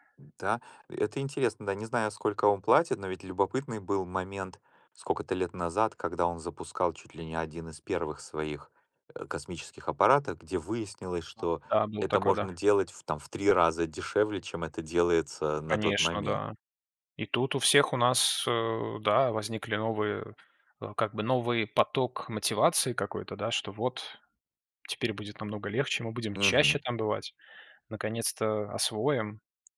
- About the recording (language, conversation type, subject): Russian, unstructured, Почему люди изучают космос и что это им даёт?
- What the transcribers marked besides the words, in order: other background noise; background speech